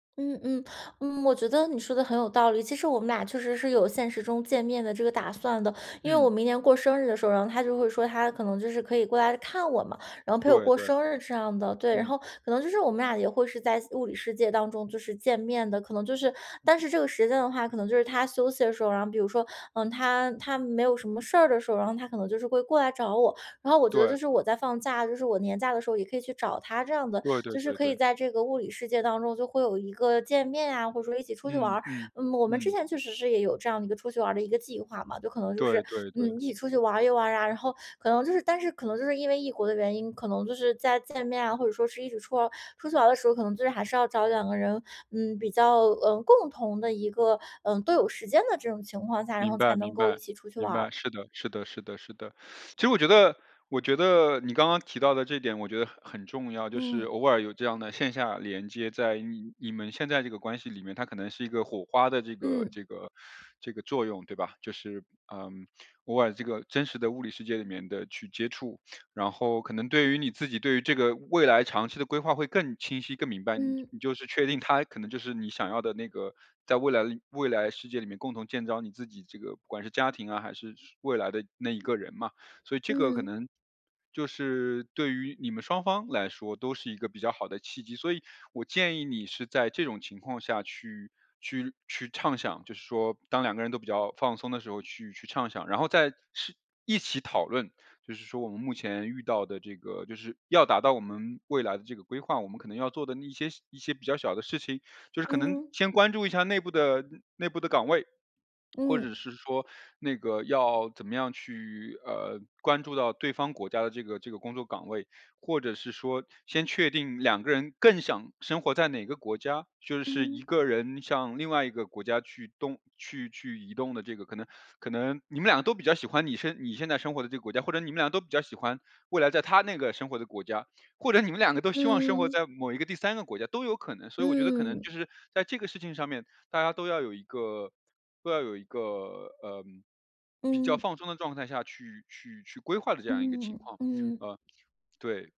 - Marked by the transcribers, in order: other background noise; teeth sucking; teeth sucking; "的" said as "了"
- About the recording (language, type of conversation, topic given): Chinese, advice, 我们如何在关系中共同明确未来的期望和目标？